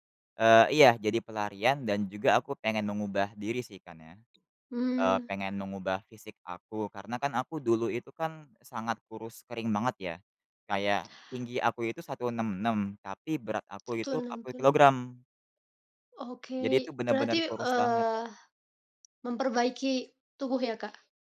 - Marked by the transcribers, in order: other background noise; tapping
- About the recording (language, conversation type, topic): Indonesian, podcast, Bagaimana kamu mulai menekuni hobi itu?